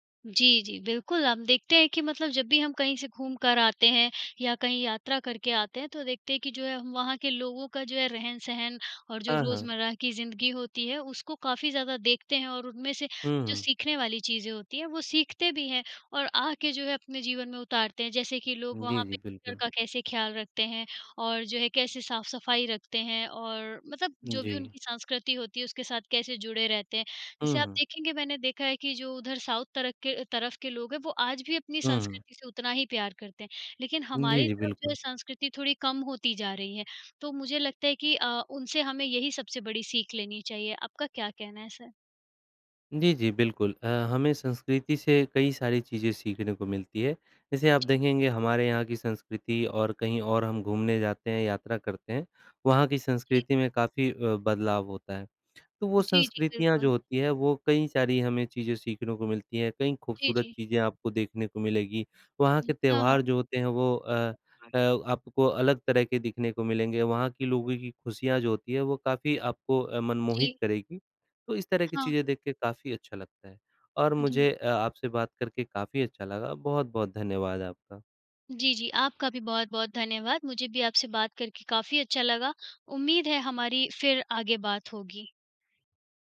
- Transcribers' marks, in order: in English: "साउथ"; in English: "सर?"
- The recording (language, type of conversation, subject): Hindi, unstructured, यात्रा के दौरान आपको सबसे ज़्यादा खुशी किस बात से मिलती है?
- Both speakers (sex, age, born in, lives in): female, 40-44, India, India; male, 25-29, India, India